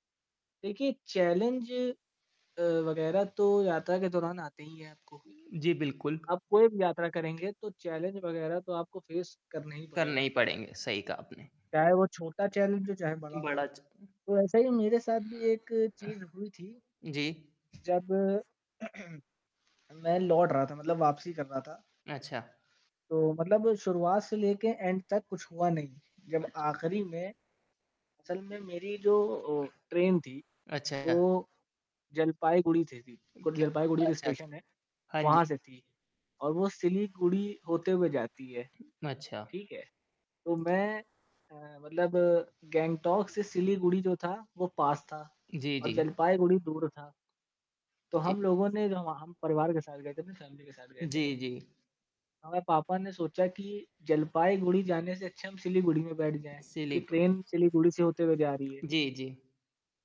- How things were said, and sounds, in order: static; in English: "चैलेंज"; tapping; in English: "चैलेंज"; in English: "फेस"; in English: "चैलेंज"; unintelligible speech; sigh; other background noise; throat clearing; in English: "एंड"; distorted speech; in English: "फैमिली"
- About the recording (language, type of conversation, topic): Hindi, podcast, आपकी सबसे यादगार यात्रा कौन सी रही?
- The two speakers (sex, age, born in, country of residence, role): male, 18-19, India, India, guest; male, 30-34, India, India, host